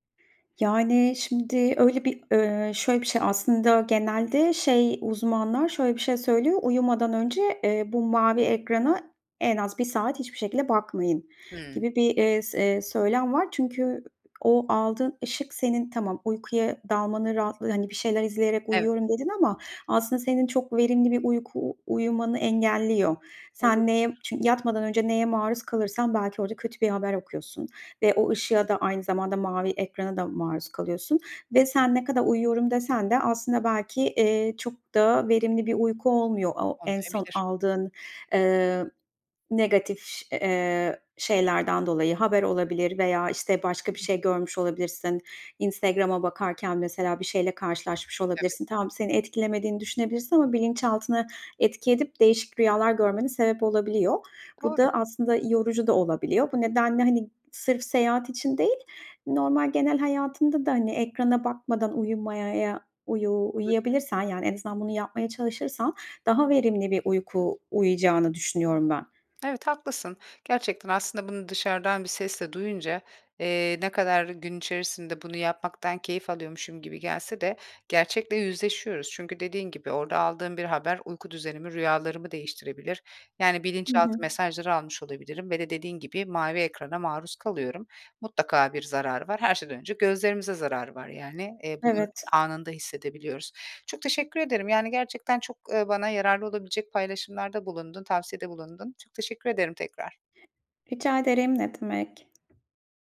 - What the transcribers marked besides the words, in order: other background noise; other noise; tapping
- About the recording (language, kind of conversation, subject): Turkish, advice, Tatillerde veya seyahatlerde rutinlerini korumakta neden zorlanıyorsun?